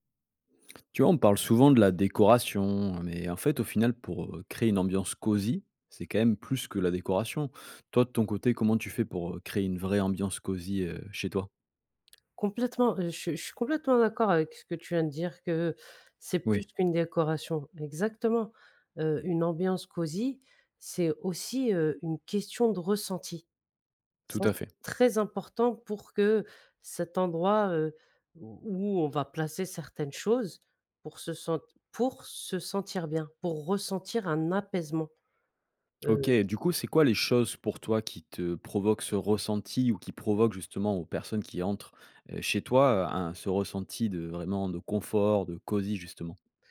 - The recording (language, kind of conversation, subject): French, podcast, Comment créer une ambiance cosy chez toi ?
- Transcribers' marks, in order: none